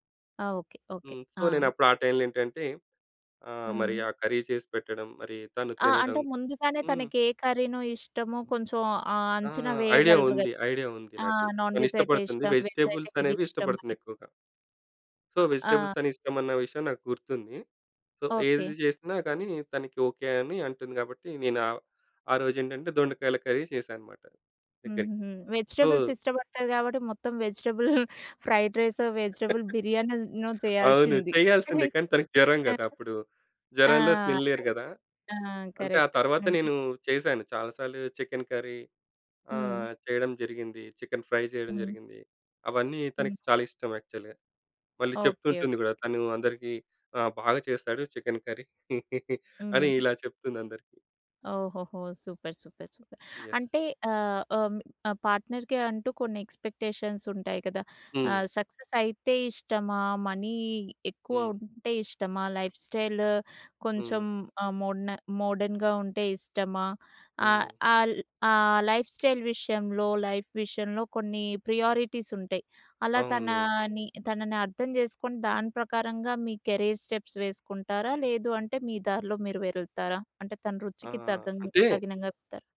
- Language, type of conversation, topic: Telugu, podcast, ఎవరైనా వ్యక్తి అభిరుచిని తెలుసుకోవాలంటే మీరు ఏ రకమైన ప్రశ్నలు అడుగుతారు?
- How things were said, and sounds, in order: in English: "సో"; in English: "కర్రీ"; in English: "నాన్‍వెజ్"; in English: "వెజిటబుల్స్"; in English: "వెజ్"; in English: "సో, వెజిటబుల్స్"; in English: "సో"; in English: "కర్రీ"; in English: "వెజిటబుల్స్"; in English: "సో"; chuckle; in English: "వెజిటబుల్ ఫ్రైడ్ రైసొ, వెజిటబుల్ బిర్యానీనో"; giggle; other noise; in English: "కరెక్ట్"; in English: "చికెన్ కర్రీ"; in English: "చికెన్ ఫ్రై"; in English: "యాక్చువల్‌గా"; tapping; in English: "చికెన్ కర్రీ"; giggle; in English: "సూపర్. సూపర్. సూపర్"; in English: "యస్"; in English: "పార్ట్‌నర్‍కి"; in English: "మనీ"; in English: "లైఫ్ స్టైల్"; in English: "మోడర్న్‌గా"; in English: "లైఫ్ స్టైల్"; in English: "లైఫ్"; in English: "కెరీర్ స్టెప్స్"